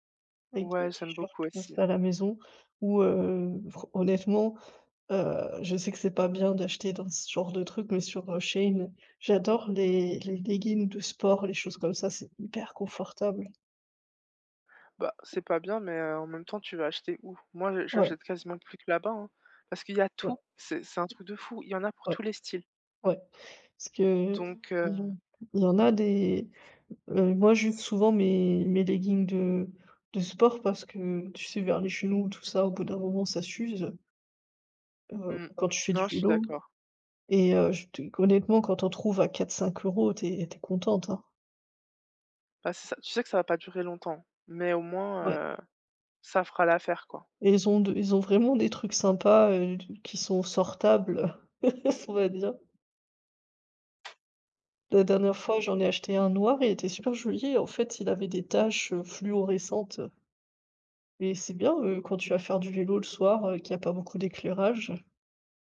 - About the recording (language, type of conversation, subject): French, unstructured, Quelle est votre relation avec les achats en ligne et quel est leur impact sur vos habitudes ?
- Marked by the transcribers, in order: tapping; chuckle; other background noise